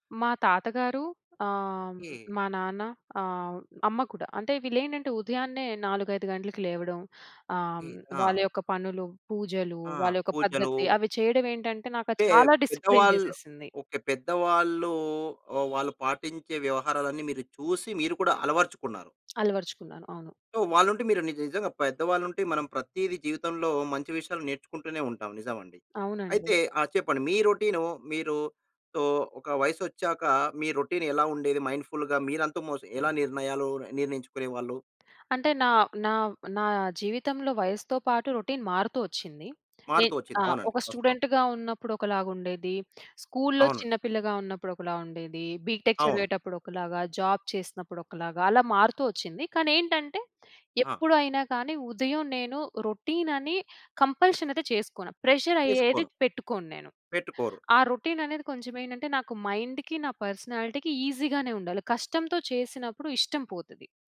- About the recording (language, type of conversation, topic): Telugu, podcast, ఉదయాన్ని శ్రద్ధగా ప్రారంభించడానికి మీరు పాటించే దినచర్య ఎలా ఉంటుంది?
- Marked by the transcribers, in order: in English: "డిసిప్లిన్"; horn; tapping; in English: "సో"; other background noise; in English: "సో"; in English: "మైండ్‌ఫుల్‌గా"; in English: "రొటీన్"; in English: "ఒక స్టూడెంట్‌గా"; in English: "స్కూల్‌లో"; in English: "బీటేక్"; in English: "జాబ్"; in English: "రొటీన్"; in English: "కంపల్షన్"; in English: "ప్రెషర్"; in English: "రొటీన్"; in English: "మైండ్‌కి"; in English: "పర్సనాలిటీకి, ఈజీగానే"